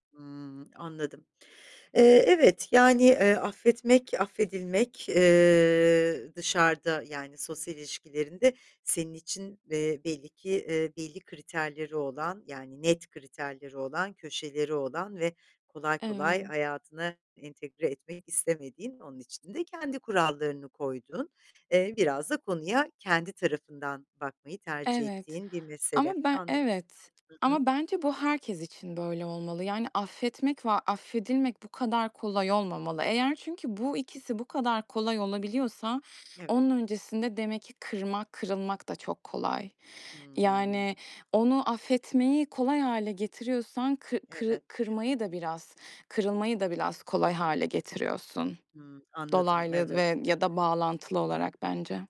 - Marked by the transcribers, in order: other background noise
- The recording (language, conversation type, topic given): Turkish, podcast, Affetmek senin için ne anlama geliyor?